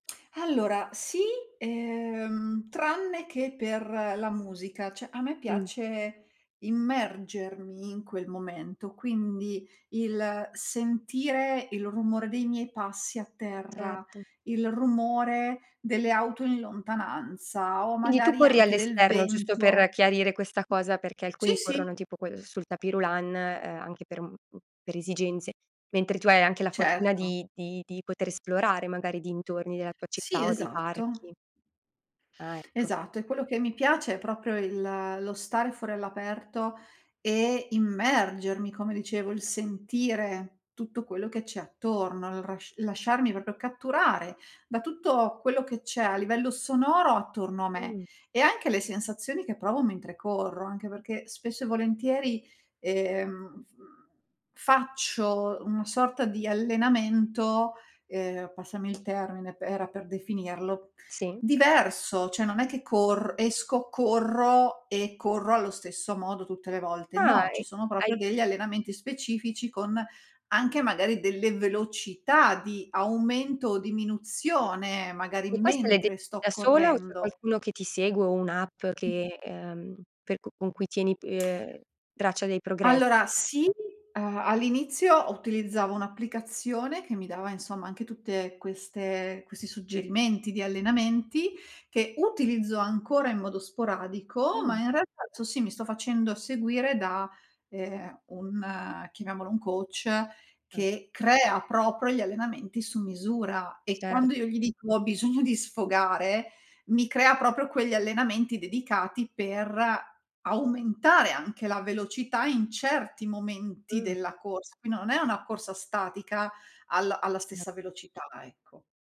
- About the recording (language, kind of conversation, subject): Italian, podcast, Che hobby ti aiuta a staccare dallo stress?
- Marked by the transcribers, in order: tsk; "cioè" said as "ceh"; other background noise; in French: "tapis roulant"; tapping; "proprio" said as "propio"; "proprio" said as "propio"; unintelligible speech; in English: "coach"